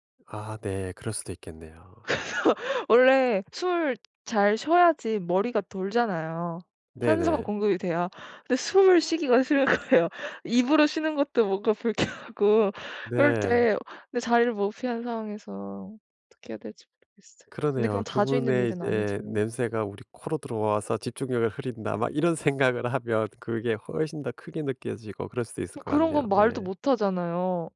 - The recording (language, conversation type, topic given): Korean, advice, 공용 공간에서 집중을 잘 유지하려면 어떻게 해야 할까요?
- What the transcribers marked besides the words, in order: laughing while speaking: "그래서"; laughing while speaking: "거예요"; scoff